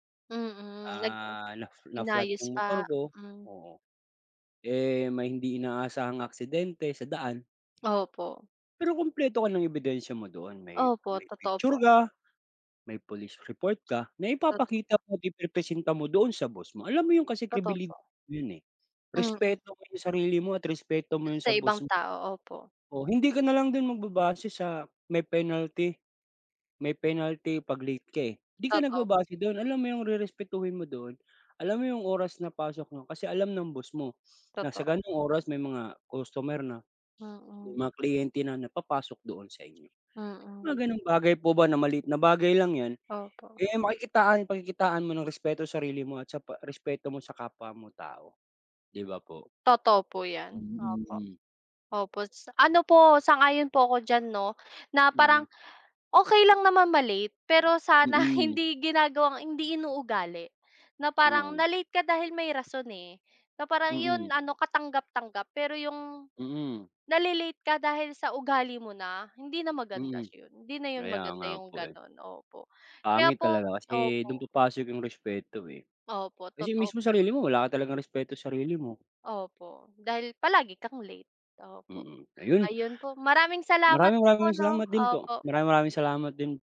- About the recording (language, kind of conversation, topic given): Filipino, unstructured, Ano ang masasabi mo sa mga taong palaging nahuhuli sa mga lakad?
- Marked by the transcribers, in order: other background noise; "maganda" said as "magandas"